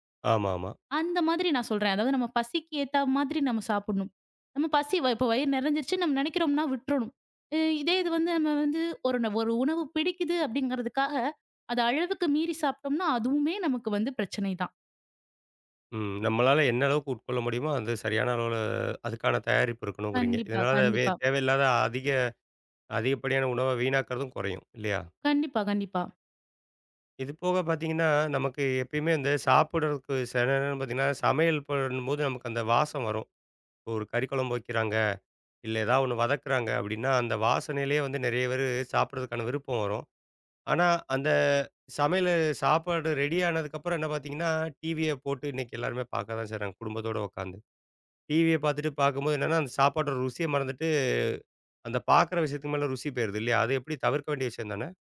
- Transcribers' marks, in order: "சில" said as "செறிய"; in English: "ரெடி"
- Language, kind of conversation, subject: Tamil, podcast, உங்கள் வீட்டில் உணவு சாப்பிடும்போது மனதை கவனமாக வைத்திருக்க நீங்கள் எந்த வழக்கங்களைப் பின்பற்றுகிறீர்கள்?